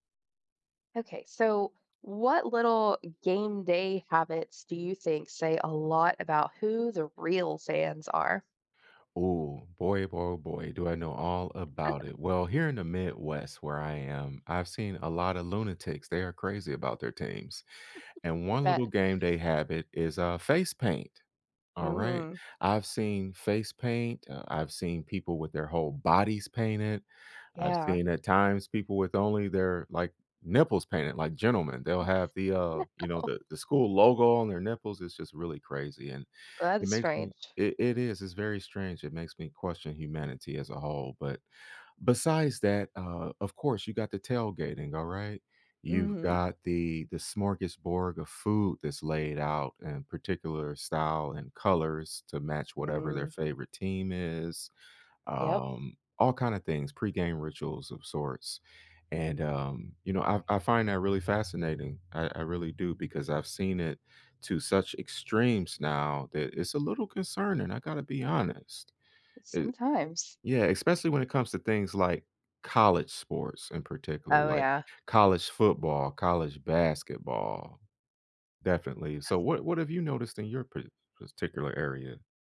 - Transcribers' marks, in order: stressed: "real"; chuckle; chuckle; stressed: "bodies"; laugh; laughing while speaking: "Oh, no"; "smorgasbord" said as "smorgasborg"; other background noise
- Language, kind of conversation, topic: English, unstructured, Which small game-day habits should I look for to spot real fans?